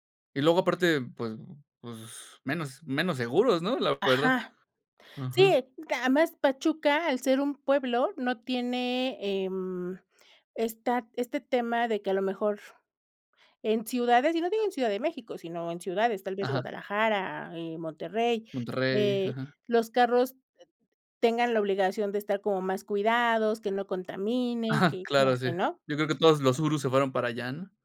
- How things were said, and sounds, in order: unintelligible speech; other background noise
- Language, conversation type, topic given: Spanish, podcast, ¿Cómo superas el miedo a equivocarte al aprender?